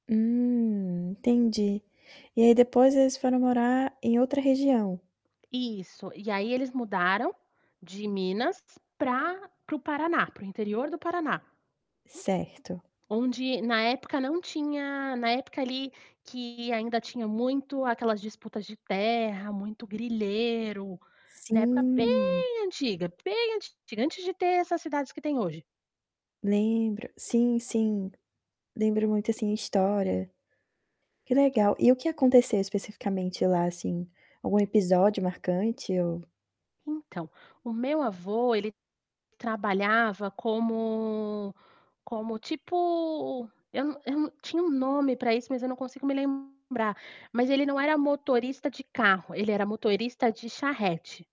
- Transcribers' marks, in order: static; drawn out: "Hum"; tapping; stressed: "bem"; other background noise; distorted speech
- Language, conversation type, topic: Portuguese, podcast, Como as histórias de migração moldaram a sua família?